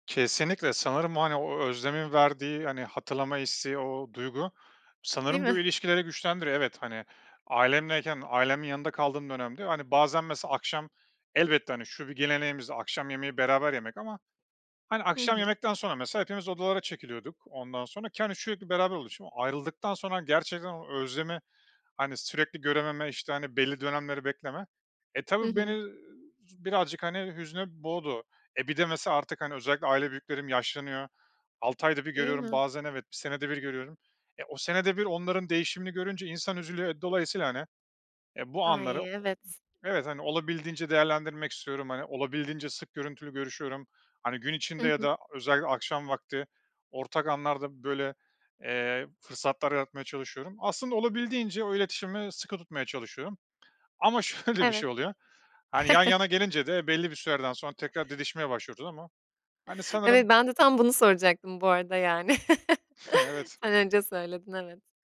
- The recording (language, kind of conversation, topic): Turkish, podcast, Teknoloji aile içi iletişimi sizce nasıl değiştirdi?
- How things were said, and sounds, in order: laughing while speaking: "Değil mi?"; laughing while speaking: "şöyle"; chuckle; laughing while speaking: "Evet"; chuckle